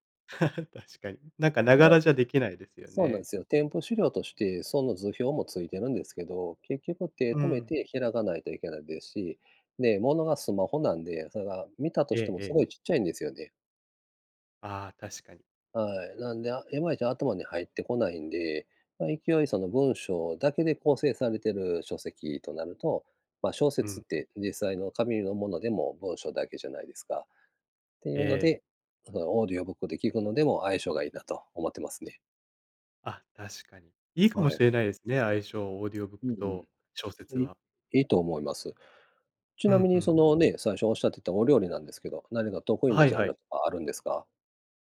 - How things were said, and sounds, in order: laugh
- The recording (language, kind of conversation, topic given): Japanese, unstructured, 最近ハマっていることはありますか？